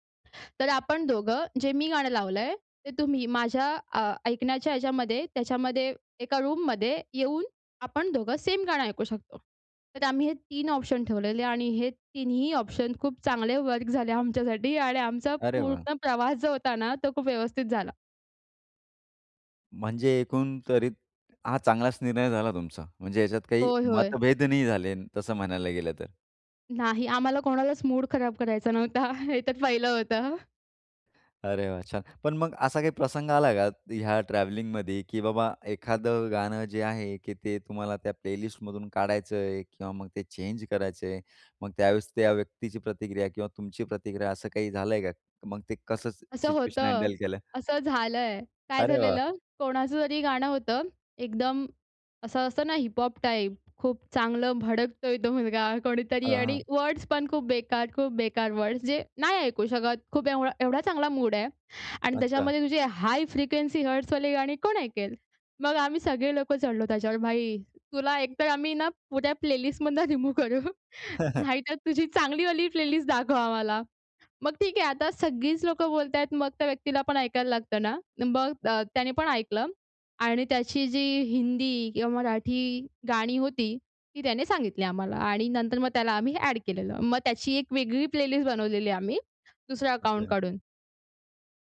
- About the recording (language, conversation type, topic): Marathi, podcast, एकत्र प्लेलिस्ट तयार करताना मतभेद झाले तर तुम्ही काय करता?
- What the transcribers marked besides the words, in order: in English: "रूममध्ये"; laughing while speaking: "आमच्यासाठी आणि आमचा पूर्ण प्रवास जो होता ना, तो खूप व्यवस्थित झाला"; tapping; laughing while speaking: "नव्हता. हे तर पहिलं होतं"; in English: "प्लेलिस्ट"; in English: "सिच्युएशन हँडल"; in English: "वर्ड्स"; in English: "हाय फ्रिक्वेन्सी"; in English: "प्लेलिस्ट मधनं रिमूव्ह"; laughing while speaking: "मधनं रिमूव्ह करू"; chuckle; in English: "प्लेलिस्ट"; in English: "प्लेलिस्ट"